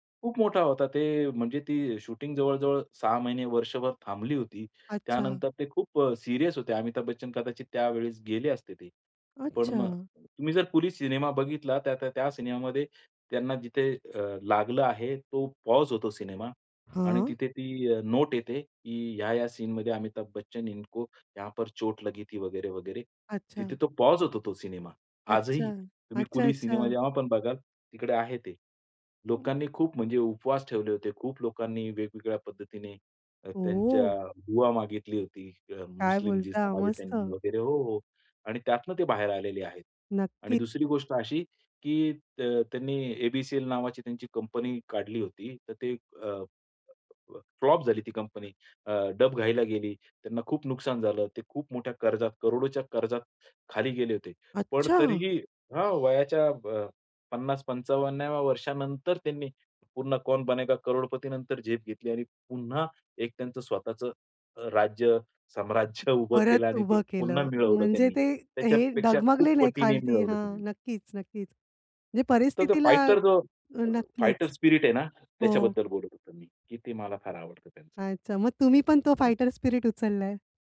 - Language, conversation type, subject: Marathi, podcast, तुझ्यावर सर्वाधिक प्रभाव टाकणारा कलाकार कोण आहे?
- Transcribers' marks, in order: in English: "पॉज"; in English: "नोट"; in Hindi: "इनको यहाँ पर चोट लगी थी"; in English: "पॉज"; surprised: "ओह!"; surprised: "अच्छा!"; laughing while speaking: "साम्राज्य"; tapping; in English: "फाईटर"; other noise; in English: "फाईटर"; in English: "फाईटर"